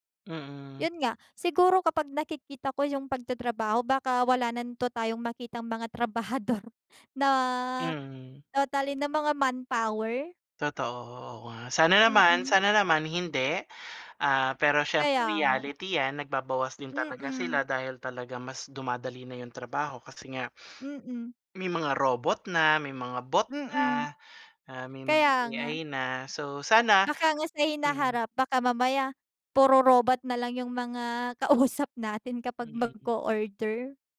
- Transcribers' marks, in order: tapping; laughing while speaking: "trabahador"; other background noise; laughing while speaking: "kausap"
- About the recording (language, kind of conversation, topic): Filipino, unstructured, Paano nakakaapekto ang teknolohiya sa iyong trabaho o pag-aaral?
- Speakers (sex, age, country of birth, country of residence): female, 20-24, Philippines, Philippines; male, 45-49, Philippines, Philippines